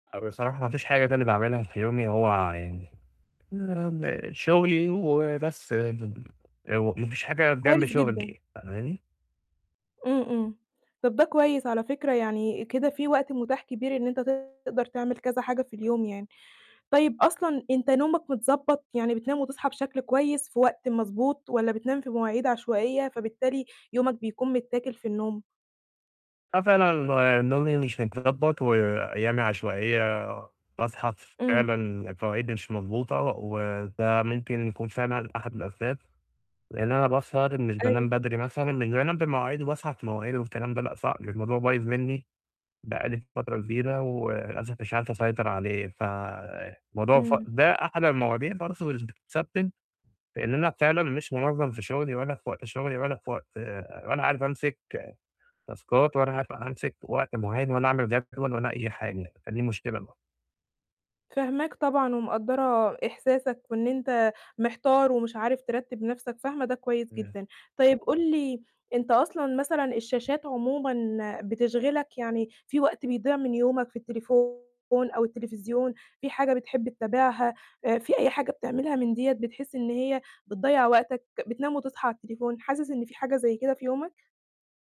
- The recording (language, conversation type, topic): Arabic, advice, إزاي أعمل روتين لتجميع المهام عشان يوفّرلي وقت؟
- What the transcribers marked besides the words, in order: unintelligible speech; distorted speech; in English: "تاسكات"